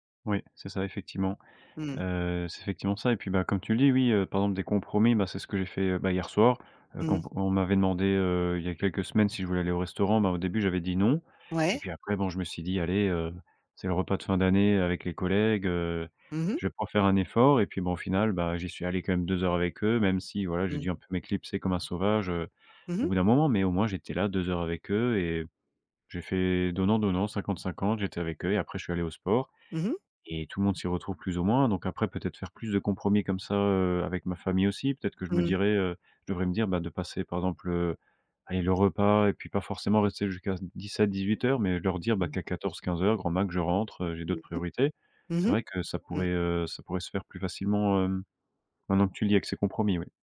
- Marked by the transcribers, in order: "maximum" said as "max"
- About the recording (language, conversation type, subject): French, advice, Pourquoi est-ce que je me sens coupable vis-à-vis de ma famille à cause du temps que je consacre à d’autres choses ?